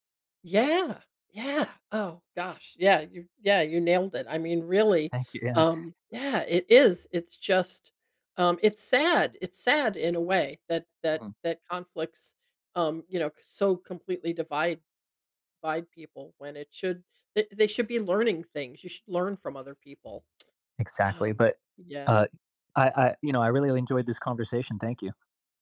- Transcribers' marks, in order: chuckle; "divide" said as "vide"; tapping; "really" said as "reallylly"
- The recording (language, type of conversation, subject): English, unstructured, How do you handle conflicts with family members?